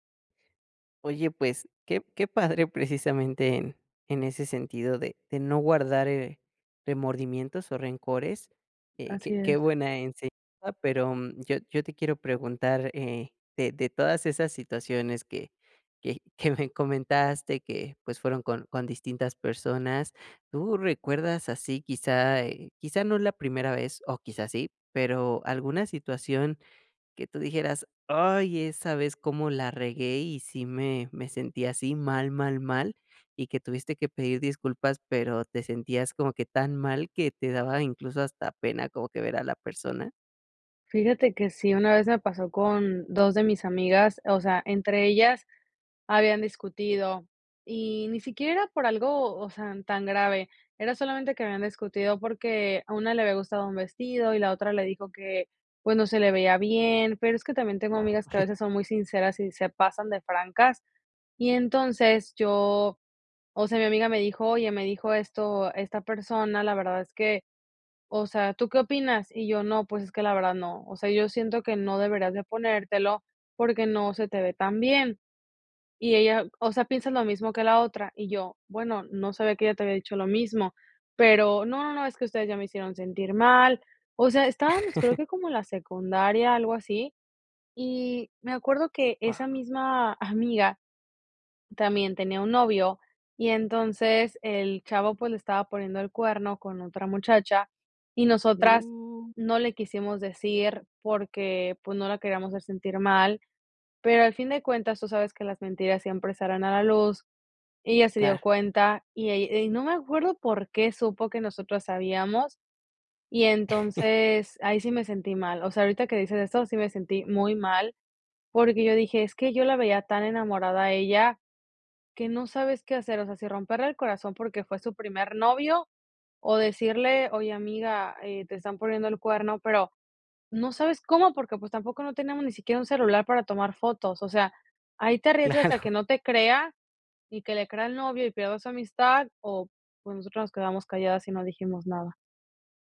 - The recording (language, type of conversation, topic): Spanish, podcast, ¿Cómo pides disculpas cuando metes la pata?
- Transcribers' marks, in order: laughing while speaking: "que me"; other background noise; chuckle; chuckle; drawn out: "Uh"; chuckle